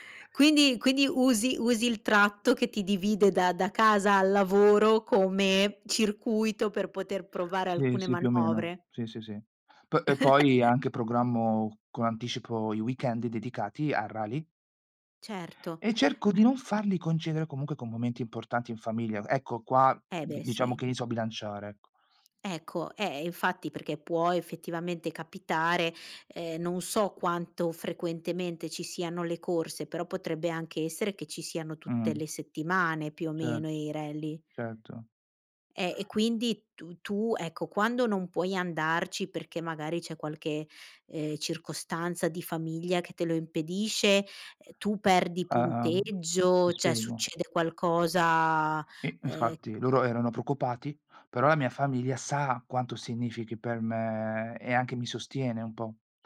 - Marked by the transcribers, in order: chuckle; "cioè" said as "ceh"; drawn out: "me"
- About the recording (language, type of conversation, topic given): Italian, podcast, Come riesci a bilanciare questo hobby con la famiglia e il lavoro?